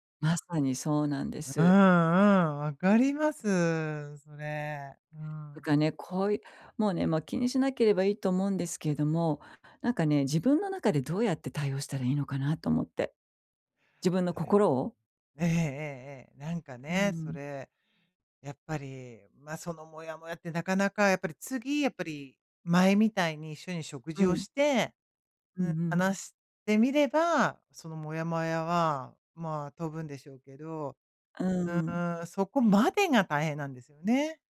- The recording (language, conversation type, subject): Japanese, advice, 人間関係の変化に柔軟に対応する方法
- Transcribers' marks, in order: tapping